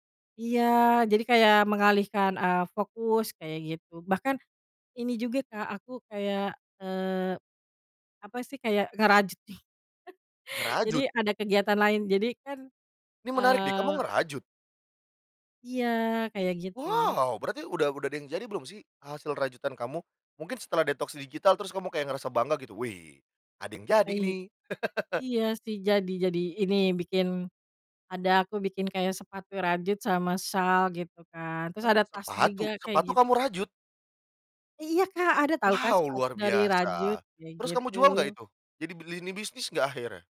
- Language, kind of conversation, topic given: Indonesian, podcast, Pernahkah kamu mencoba detoks digital, dan apa alasannya?
- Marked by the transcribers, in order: chuckle; other background noise; laugh